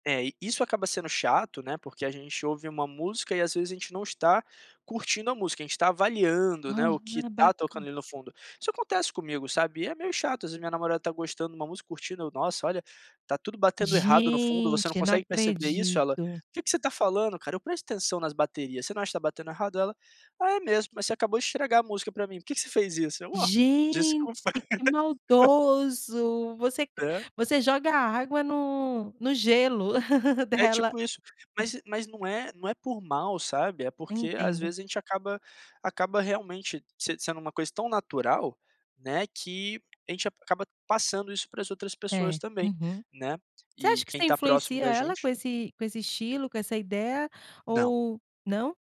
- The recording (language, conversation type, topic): Portuguese, podcast, Que artista mudou seu jeito de ouvir música?
- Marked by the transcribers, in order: laugh; chuckle; giggle